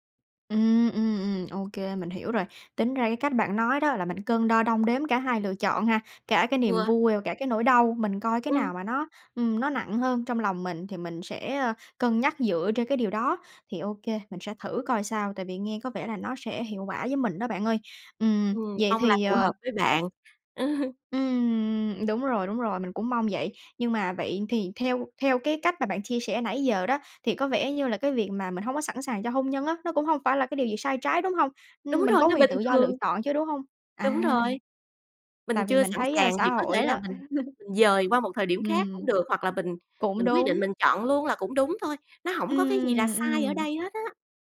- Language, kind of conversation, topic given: Vietnamese, advice, Vì sao bạn sợ cam kết và chưa muốn kết hôn?
- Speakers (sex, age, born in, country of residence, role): female, 20-24, Vietnam, United States, user; female, 40-44, Vietnam, Vietnam, advisor
- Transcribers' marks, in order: tapping; chuckle; other background noise; chuckle